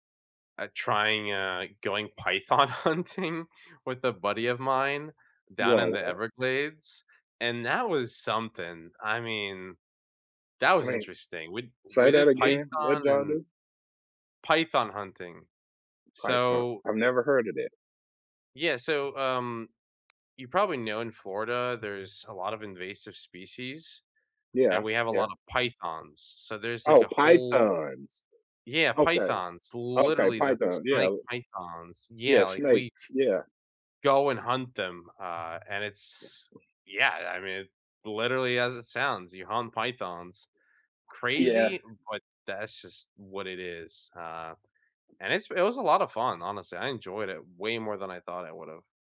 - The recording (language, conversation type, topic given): English, unstructured, What is your favorite way to stay active during the week?
- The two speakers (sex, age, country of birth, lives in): female, 45-49, United States, United States; male, 20-24, United States, United States
- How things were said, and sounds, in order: laughing while speaking: "python hunting"; other background noise